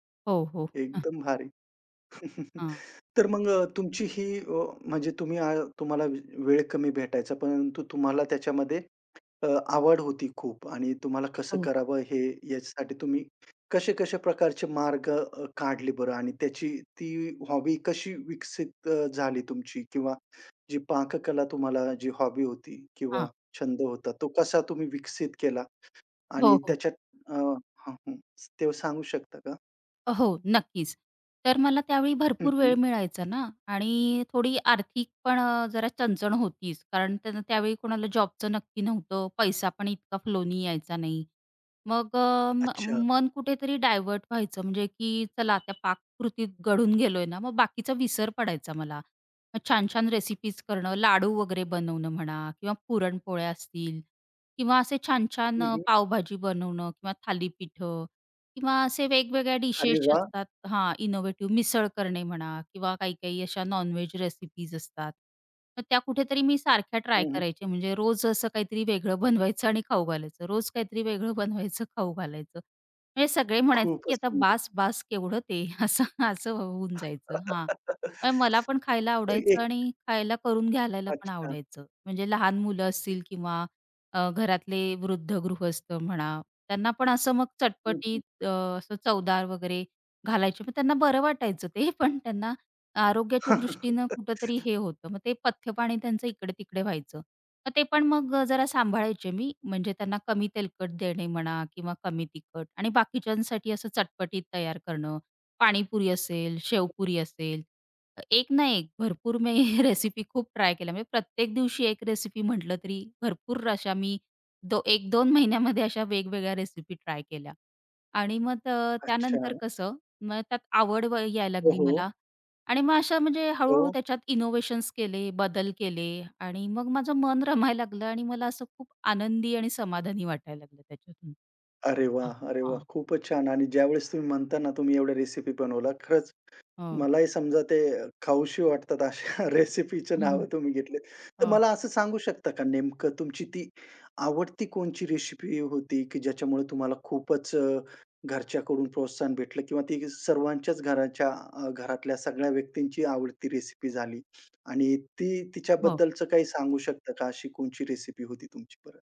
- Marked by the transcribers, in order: chuckle; other background noise; in English: "हॉबी"; in English: "हॉबी"; tapping; horn; in English: "इनोव्हेटिव्ह"; in English: "नॉनवेज"; laughing while speaking: "असं, असं होऊन"; laugh; laugh; laughing while speaking: "मी रेसिपी"; in English: "इनोवेशन्स"; laughing while speaking: "अशा रेसिपीच नावं तुम्ही"
- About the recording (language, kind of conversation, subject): Marathi, podcast, ह्या छंदामुळे तुमच्या आयुष्यात कोणते बदल घडले?